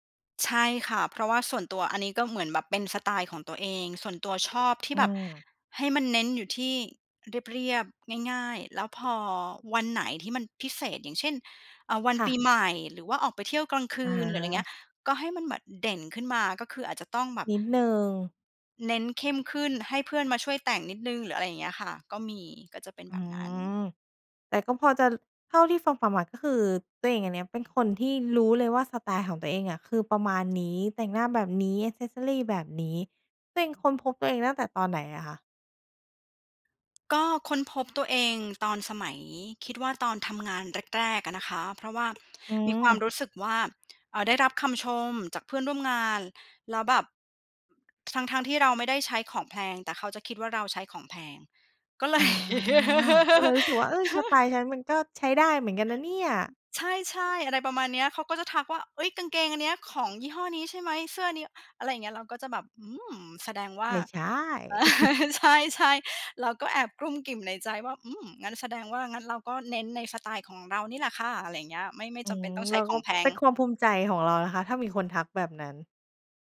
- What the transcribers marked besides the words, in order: in English: "แอกเซสซอรี"; other background noise; laughing while speaking: "เลย"; laugh; laugh; chuckle
- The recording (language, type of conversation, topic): Thai, podcast, ชอบแต่งตัวตามเทรนด์หรือคงสไตล์ตัวเอง?